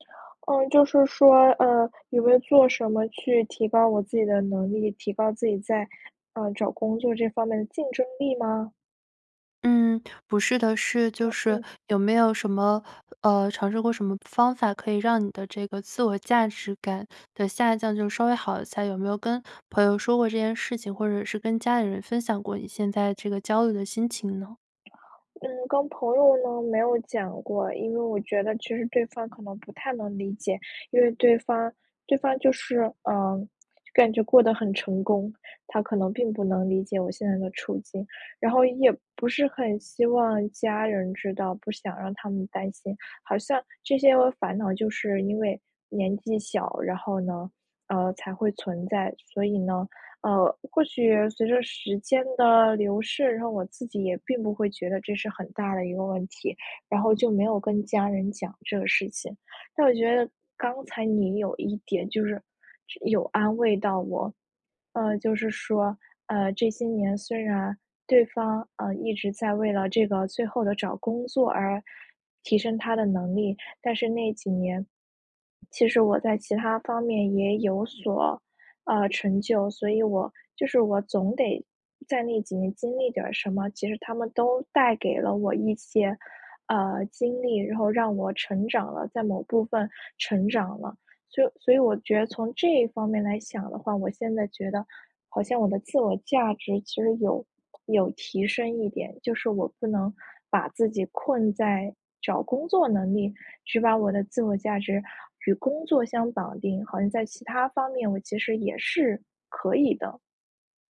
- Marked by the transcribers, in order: other background noise; tapping
- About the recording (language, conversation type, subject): Chinese, advice, 你会因为和同龄人比较而觉得自己的自我价值感下降吗？